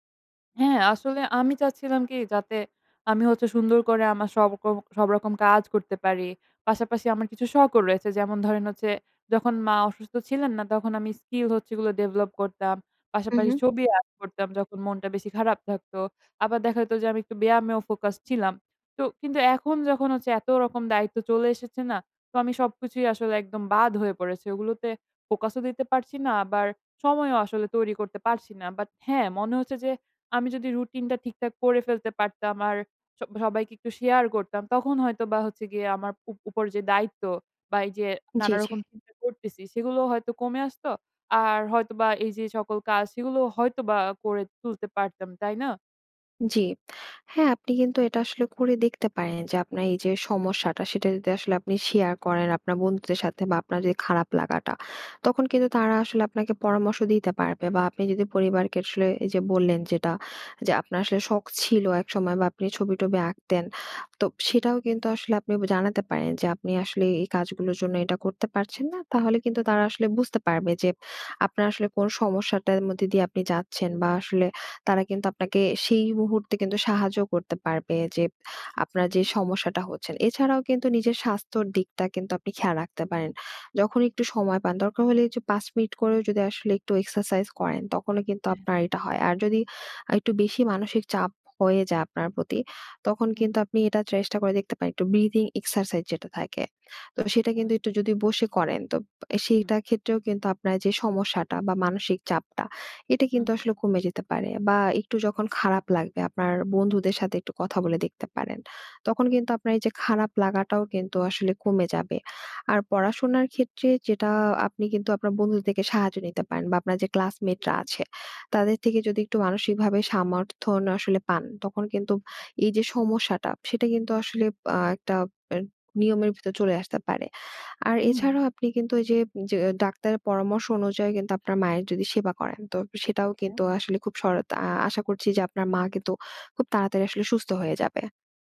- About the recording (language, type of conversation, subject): Bengali, advice, পরিবারের বড়জন অসুস্থ হলে তাঁর দেখভালের দায়িত্ব আপনি কীভাবে নেবেন?
- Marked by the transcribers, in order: tapping; lip smack; other background noise; "চেষ্টা" said as "চ্রেষ্টা"; in English: "breathing exercise"; "বন্ধুদের" said as "বন্ধুদে"; "সমর্থন" said as "সামর্থন"